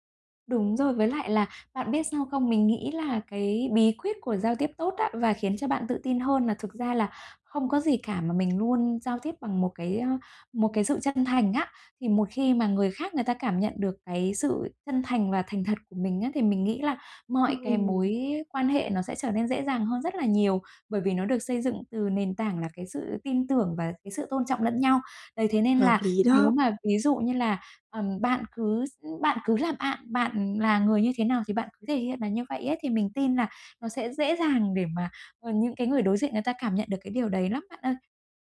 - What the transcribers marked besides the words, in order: none
- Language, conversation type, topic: Vietnamese, advice, Làm sao tôi có thể xây dựng sự tự tin khi giao tiếp trong các tình huống xã hội?